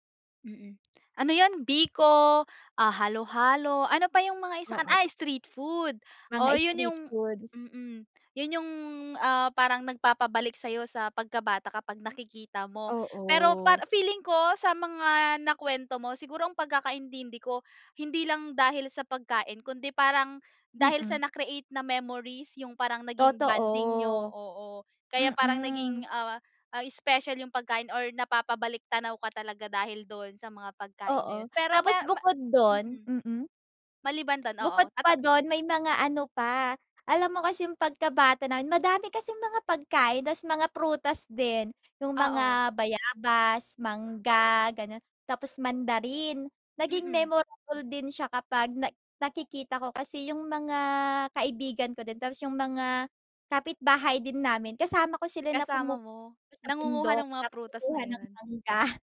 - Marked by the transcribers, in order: other background noise; tapping; gasp; fan
- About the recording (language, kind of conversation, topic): Filipino, podcast, Anong pagkain ang agad na nagpapabalik sa’yo sa pagkabata?